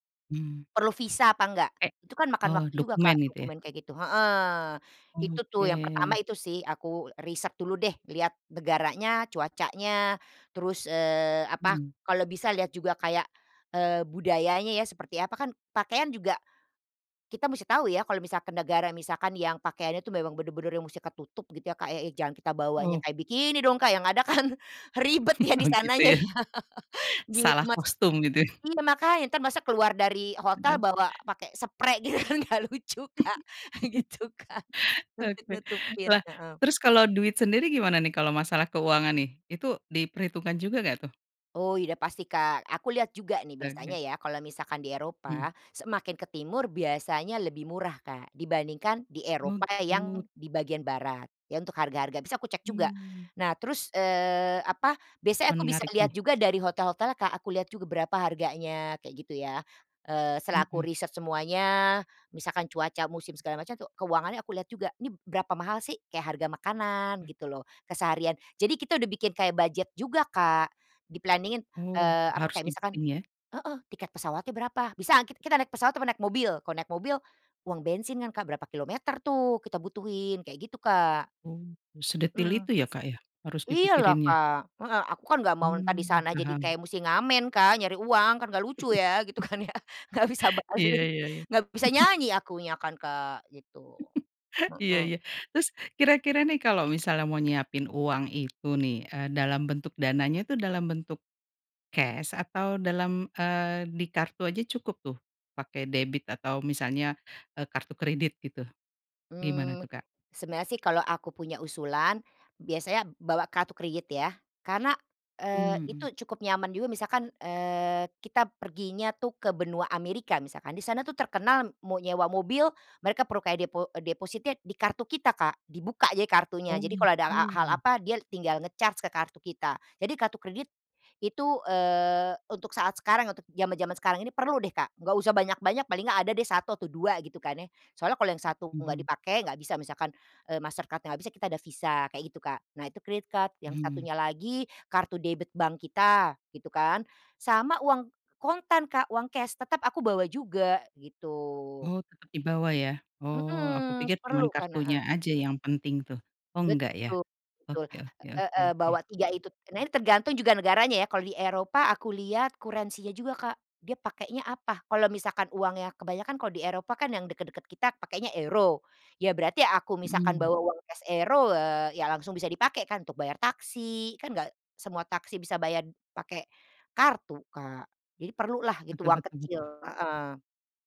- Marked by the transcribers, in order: laughing while speaking: "Oh gitu ya"; laughing while speaking: "kan ribet ya di sananya ya"; laughing while speaking: "gitu ya"; laughing while speaking: "gitu kan enggak lucu Kak, gitu Kak"; chuckle; laughing while speaking: "Oke"; in English: "di-planning-in"; tapping; chuckle; laughing while speaking: "kan ya, enggak bisa balik"; chuckle; laughing while speaking: "Iya iya"; other background noise; in English: "nge-charge"; in English: "credit card"; in English: "currency-nya"
- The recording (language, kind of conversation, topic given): Indonesian, podcast, Apa saran utama yang kamu berikan kepada orang yang baru pertama kali bepergian sebelum mereka berangkat?